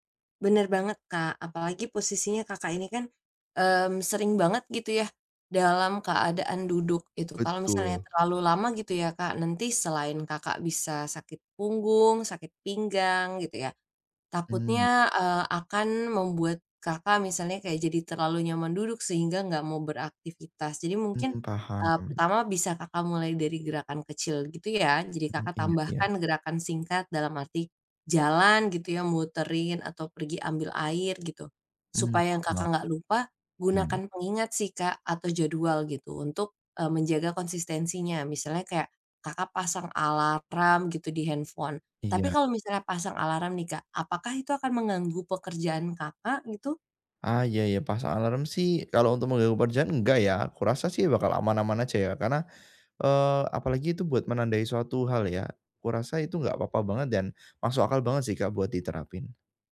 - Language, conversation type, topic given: Indonesian, advice, Bagaimana caranya agar saya lebih sering bergerak setiap hari?
- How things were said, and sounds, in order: other background noise